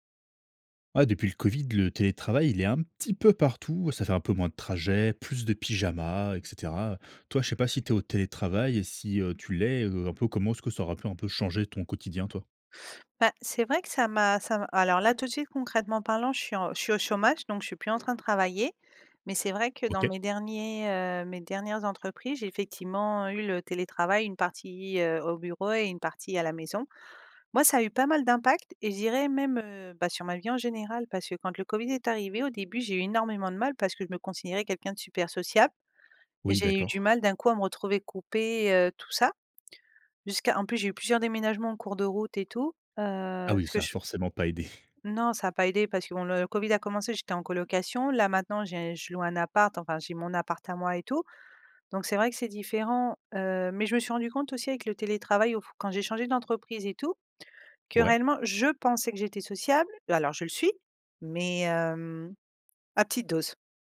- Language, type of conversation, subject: French, podcast, Quel impact le télétravail a-t-il eu sur ta routine ?
- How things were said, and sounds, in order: stressed: "petit"; chuckle; stressed: "je"